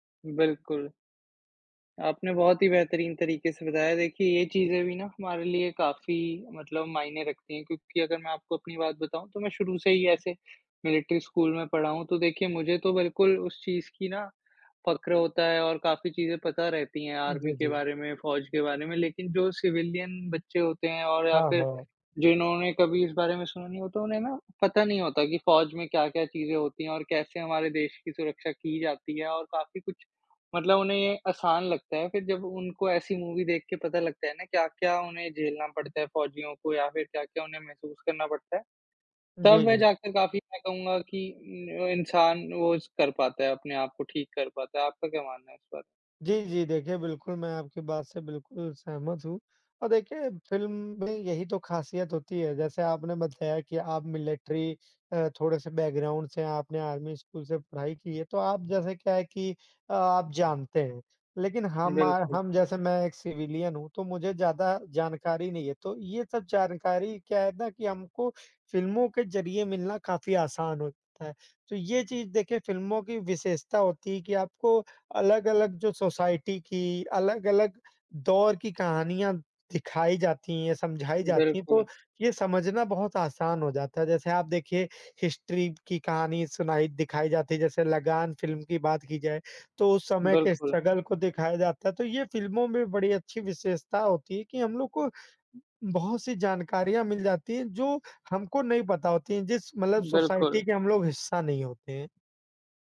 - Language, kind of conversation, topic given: Hindi, unstructured, क्या फिल्मों में मनोरंजन और संदेश, दोनों का होना जरूरी है?
- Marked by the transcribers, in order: in English: "मिलिट्री स्कूल"; in English: "सिविलियन"; in English: "मूवी"; tapping; in English: "बैकग्राउंड"; in English: "सिविलियन"; in English: "सोसाइटी"; in English: "हिस्ट्री"; in English: "स्ट्रगल"; in English: "सोसाइटी"